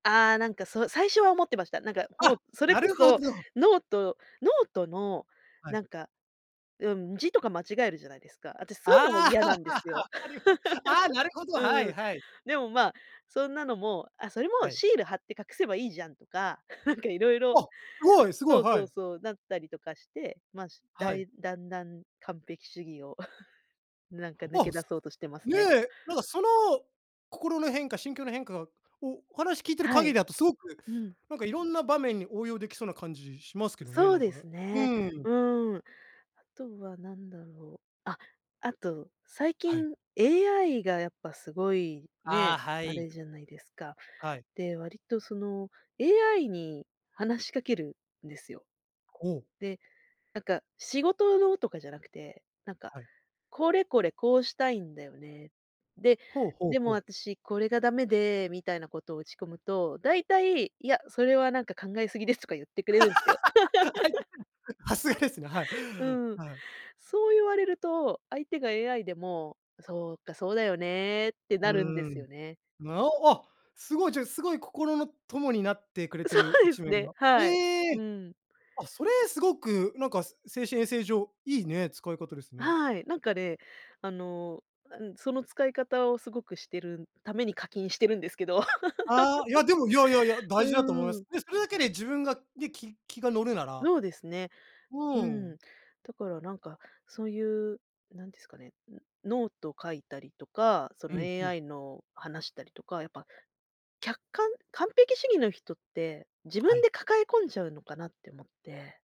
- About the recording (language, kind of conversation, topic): Japanese, podcast, 完璧を目指すべきか、まずは出してみるべきか、どちらを選びますか？
- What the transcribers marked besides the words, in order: laugh; chuckle; scoff; scoff; laugh; unintelligible speech; laugh; laughing while speaking: "そうですね"; surprised: "ええ！"; laugh